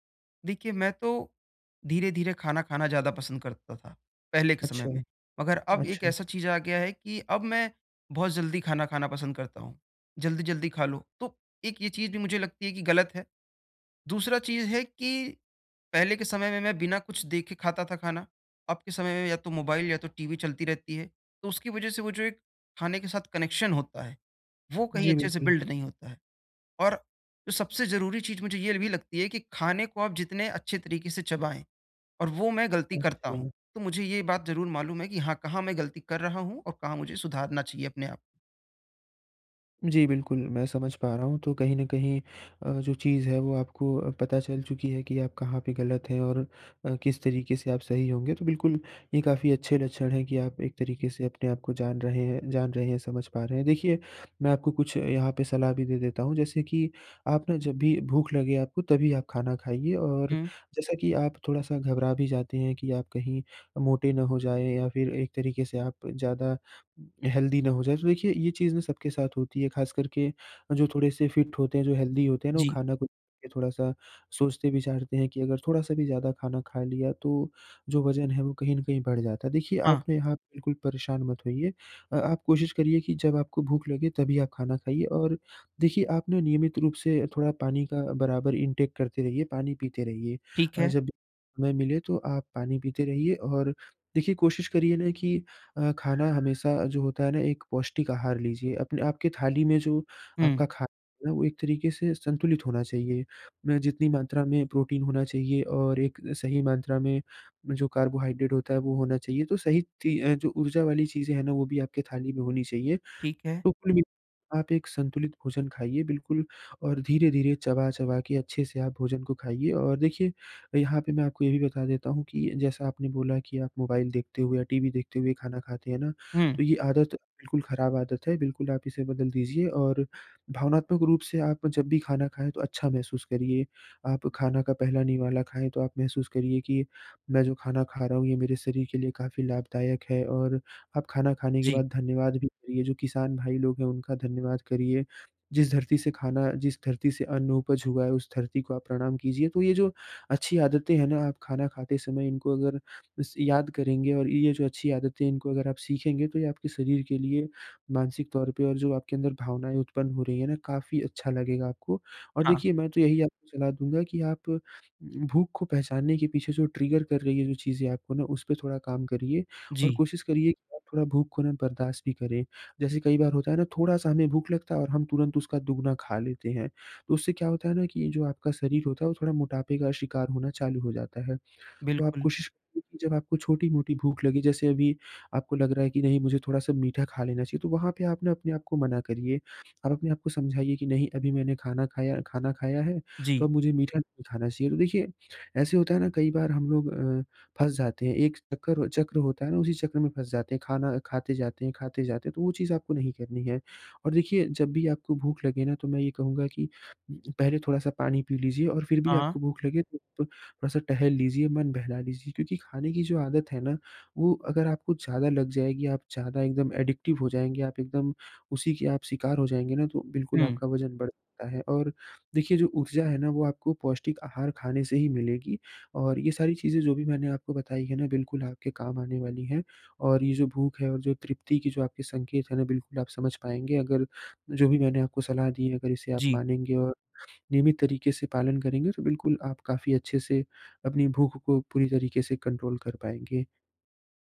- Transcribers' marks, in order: in English: "कनेक्शन"; in English: "बिल्ड"; in English: "हेल्दी"; in English: "फिट"; in English: "हेल्दी"; in English: "इंटेक"; other background noise; in English: "ट्रिगर"; in English: "एडिक्टिव"; in English: "कंट्रोल"
- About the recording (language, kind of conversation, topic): Hindi, advice, मैं अपनी भूख और तृप्ति के संकेत कैसे पहचानूं और समझूं?